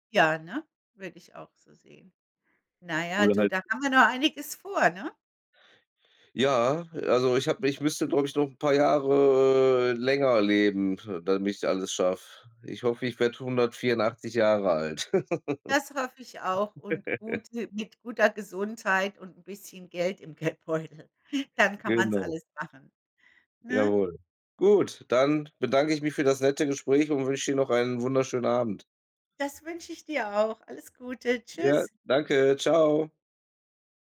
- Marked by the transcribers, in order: other background noise; drawn out: "Jahre"; other noise; laugh; laughing while speaking: "Geldbeutel. Dann"
- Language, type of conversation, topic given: German, unstructured, Wohin reist du am liebsten und warum?
- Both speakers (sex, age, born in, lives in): female, 55-59, Germany, United States; male, 35-39, Germany, Germany